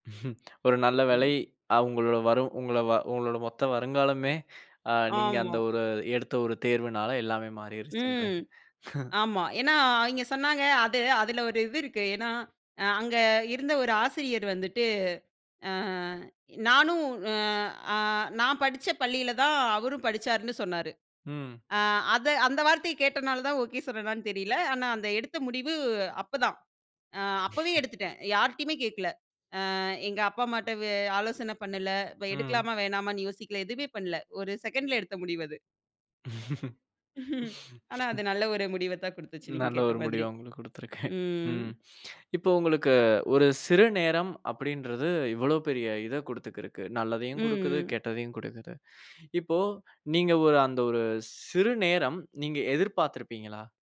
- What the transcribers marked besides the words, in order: chuckle; chuckle; other noise; laugh; laughing while speaking: "இருக்கேன்"
- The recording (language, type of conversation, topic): Tamil, podcast, சிறிய நேர மாற்றம் உங்கள் வாழ்க்கையில் பெரிய மாற்றத்தை ஏற்படுத்தியதா?